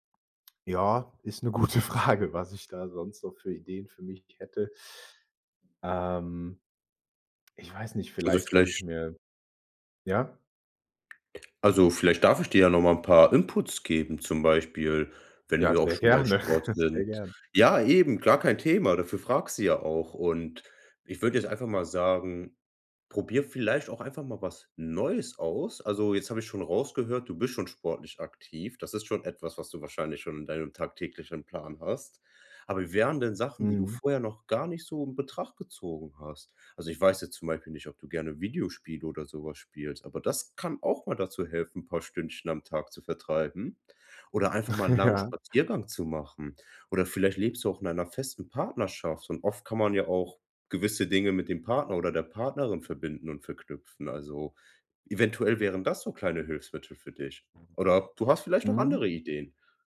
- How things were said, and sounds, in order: laughing while speaking: "gute Frage"; other background noise; laughing while speaking: "gerne"; laughing while speaking: "Ja"
- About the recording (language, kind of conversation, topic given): German, advice, Warum fällt es dir schwer, einen regelmäßigen Schlafrhythmus einzuhalten?